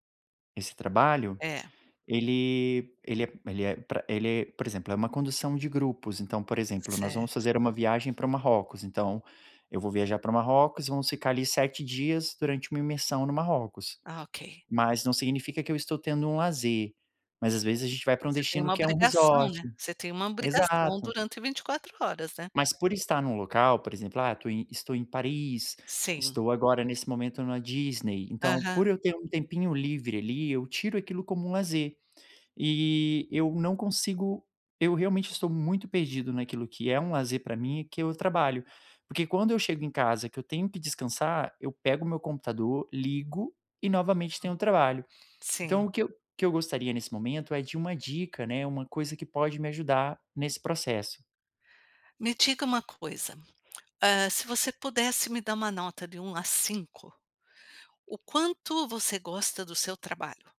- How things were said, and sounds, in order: none
- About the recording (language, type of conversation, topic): Portuguese, advice, Como o trabalho está invadindo seus horários de descanso e lazer?